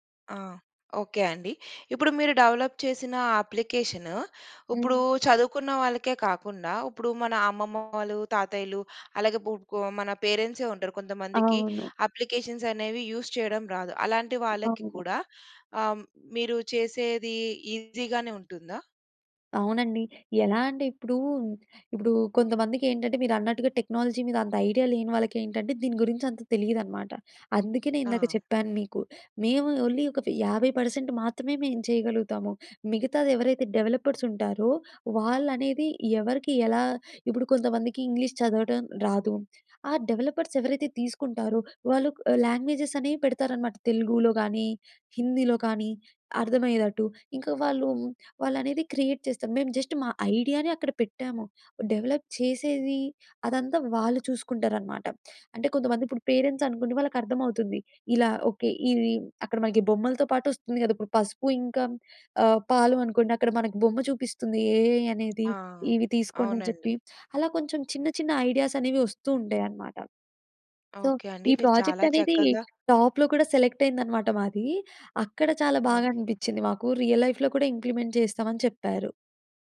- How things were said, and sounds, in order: in English: "డెవలప్"; in English: "పేరెంట్సే"; in English: "అప్లికేషన్స్"; in English: "యూస్"; other background noise; in English: "ఈజీగానే"; in English: "టెక్నాలజీ"; in English: "ఐడియా"; in English: "ఓన్లీ"; in English: "డెవలపర్స్"; in English: "లాంగ్వేజెస్"; in English: "క్రియేట్"; in English: "జస్ట్"; in English: "డెవలప్"; in English: "పేరెంట్స్"; "ఇంక" said as "ఇంకం"; in English: "ఏఐ"; in English: "సో"; in English: "టాప్‌లో"; in English: "సెలెక్ట్"; in English: "రియల్ లైఫ్‌లో"; in English: "ఇంప్లిమెంట్"
- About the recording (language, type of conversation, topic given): Telugu, podcast, నీ ప్యాషన్ ప్రాజెక్ట్ గురించి చెప్పగలవా?